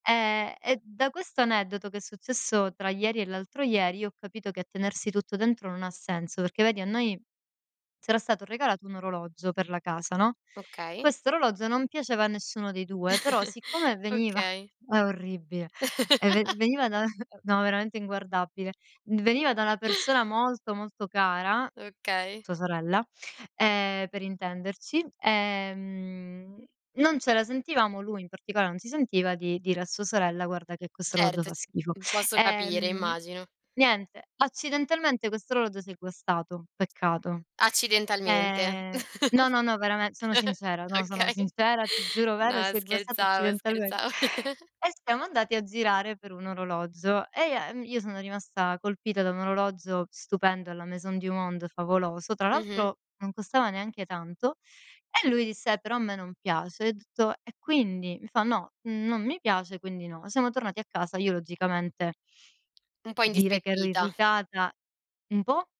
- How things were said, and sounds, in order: chuckle; laugh; "orribile" said as "orribie"; chuckle; chuckle; laughing while speaking: "Okay"; laughing while speaking: "accidentalmen"; laughing while speaking: "scherzavo"; chuckle; other background noise
- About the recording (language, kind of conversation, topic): Italian, podcast, Come si bilancia l’indipendenza personale con la vita di coppia, secondo te?